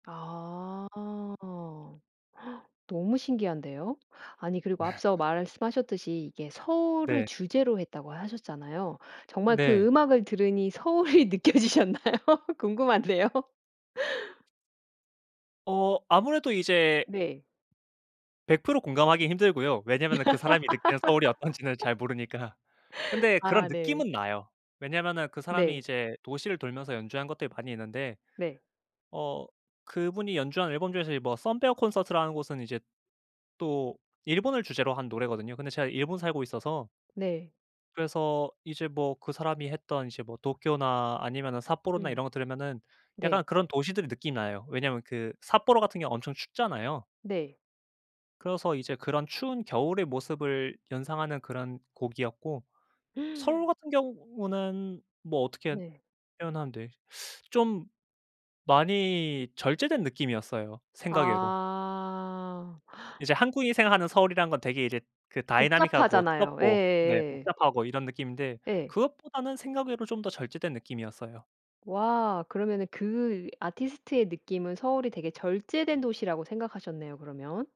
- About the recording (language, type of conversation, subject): Korean, podcast, 요즘 음악을 어떤 스타일로 즐겨 들으시나요?
- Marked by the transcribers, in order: tapping; laugh; laughing while speaking: "서울이 느껴지셨나요? 궁금한데요"; laugh; other background noise; gasp